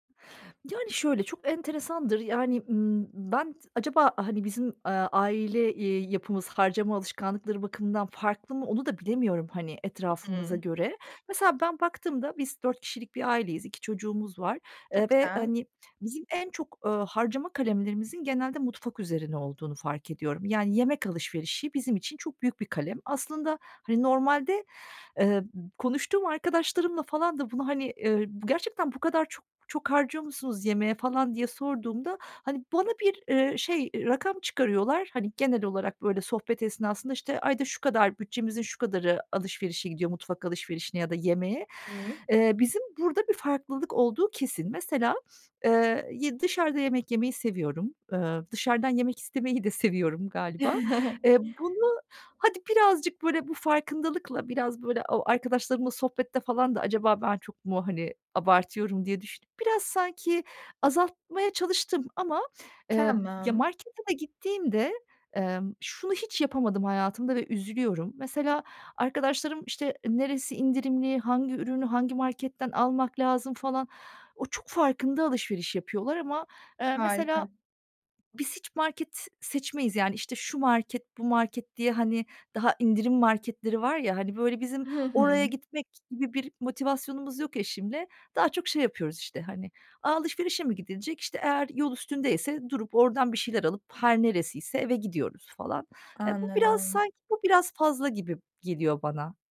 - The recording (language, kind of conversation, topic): Turkish, advice, Bütçemi ve tasarruf alışkanlıklarımı nasıl geliştirebilirim ve israfı nasıl önleyebilirim?
- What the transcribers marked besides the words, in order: tapping; other background noise; chuckle